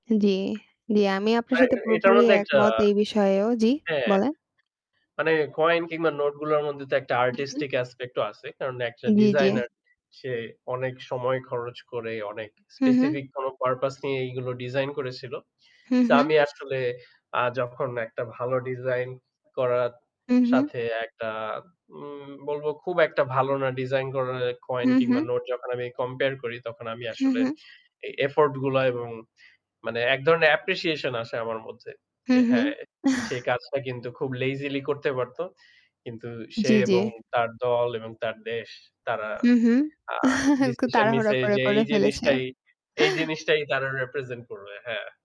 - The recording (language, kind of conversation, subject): Bengali, unstructured, নিজেকে খুশি রাখতে তোমার প্রিয় উপায় কী?
- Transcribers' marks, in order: tapping; static; horn; in English: "আর্টিস্টিক অ্যাসপেক্ট"; in English: "স্পেসিফিক"; in English: "পারপাস"; in English: "অ্যাপ্রিসিয়েশন"; chuckle; chuckle; in English: "রিপ্রেজেন্ট"